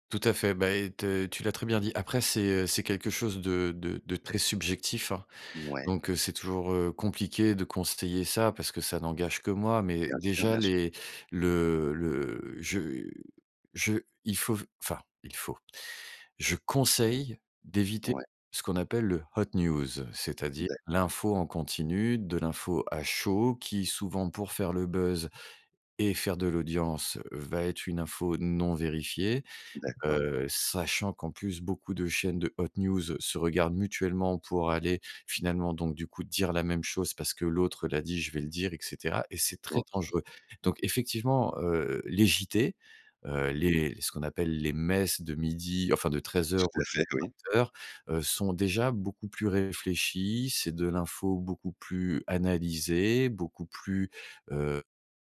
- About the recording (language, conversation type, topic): French, podcast, Comment gères-tu concrètement ton temps d’écran ?
- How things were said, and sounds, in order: stressed: "conseille"; in English: "hot news"; in English: "hot news"; other background noise